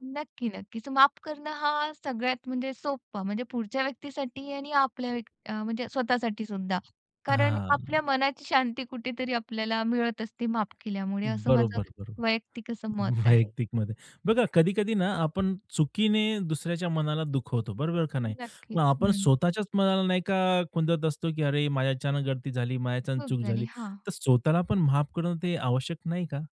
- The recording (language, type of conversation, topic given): Marathi, podcast, शेवटी माफी द्यायची की नाही, हा निर्णय तुम्ही कसा घ्याल?
- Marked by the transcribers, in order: tapping; laughing while speaking: "वैयक्तिक मध्ये"